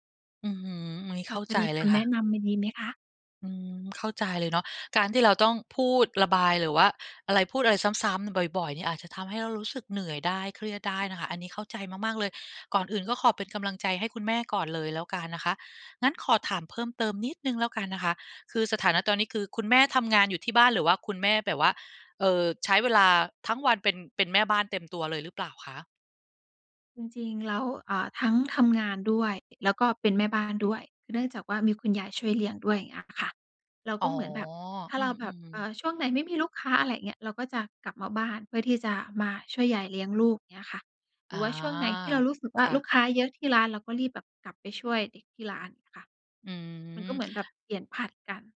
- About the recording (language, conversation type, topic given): Thai, advice, ฉันควรจัดการอารมณ์และปฏิกิริยาที่เกิดซ้ำๆ ในความสัมพันธ์อย่างไร?
- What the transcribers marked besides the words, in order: none